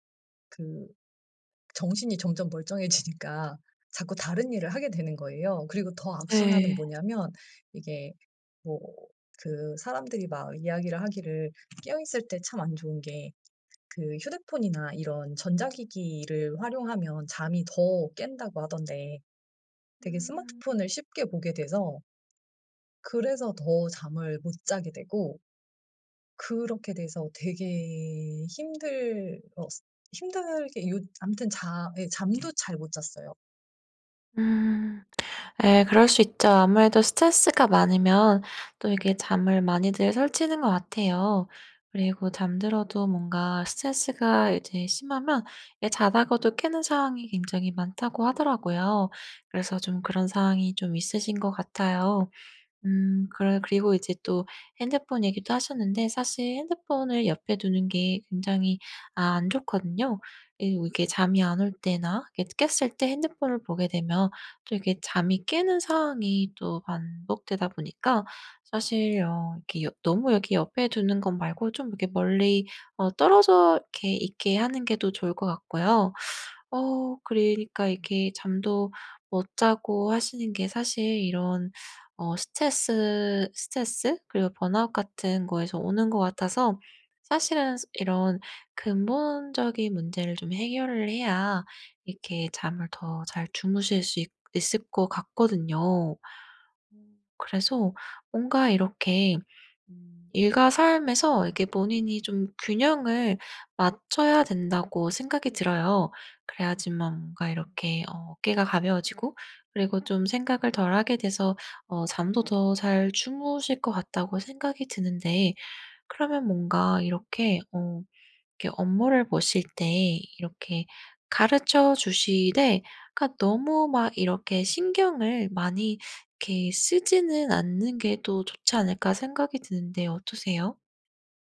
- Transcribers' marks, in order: laughing while speaking: "멀쩡해지니까"; other background noise; tapping; in English: "번아웃"
- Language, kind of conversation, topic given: Korean, advice, 일과 삶의 균형 문제로 번아웃 직전이라고 느끼는 상황을 설명해 주실 수 있나요?